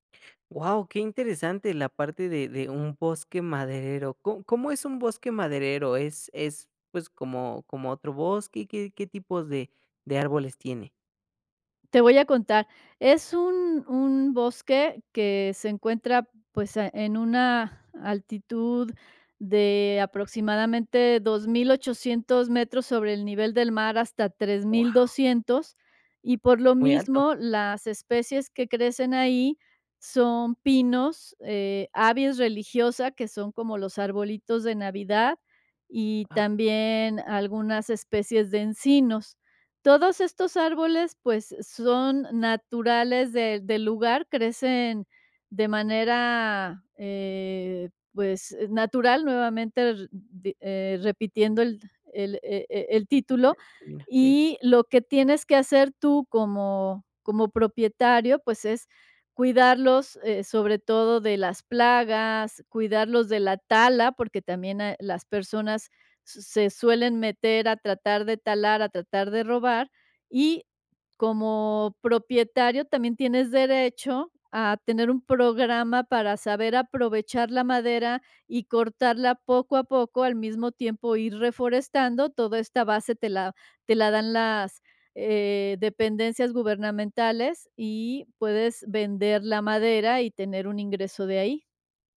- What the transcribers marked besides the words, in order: unintelligible speech
- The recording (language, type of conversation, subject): Spanish, podcast, ¿Qué tradición familiar sientes que más te representa?